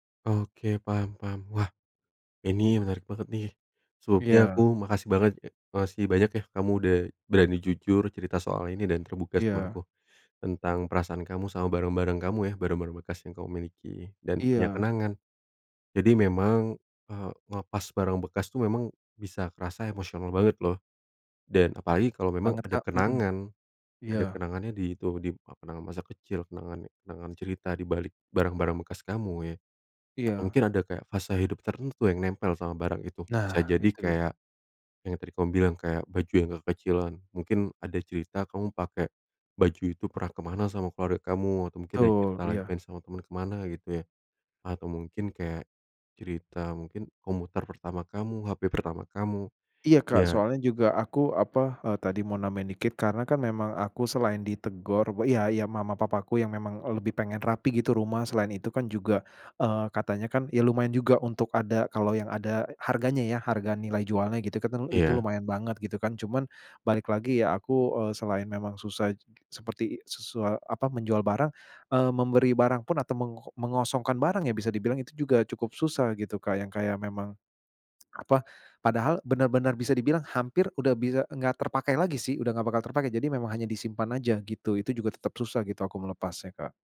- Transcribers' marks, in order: tsk
- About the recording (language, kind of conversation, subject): Indonesian, advice, Mengapa saya merasa emosional saat menjual barang bekas dan terus menundanya?